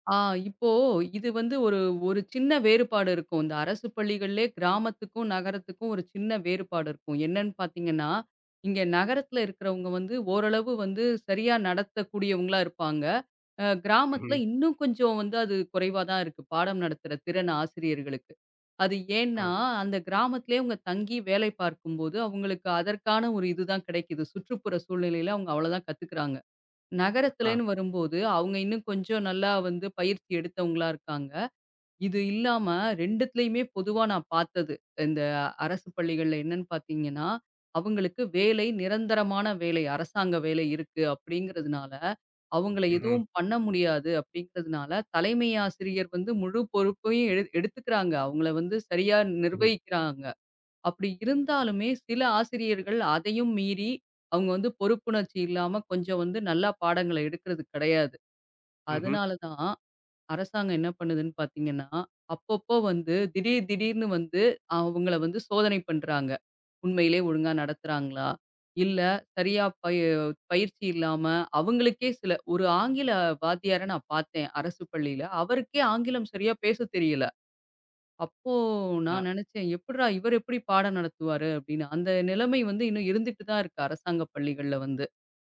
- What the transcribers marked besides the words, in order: "அ" said as "அப்பா"; lip trill
- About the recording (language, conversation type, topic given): Tamil, podcast, அரசுப் பள்ளியா, தனியார் பள்ளியா—உங்கள் கருத்து என்ன?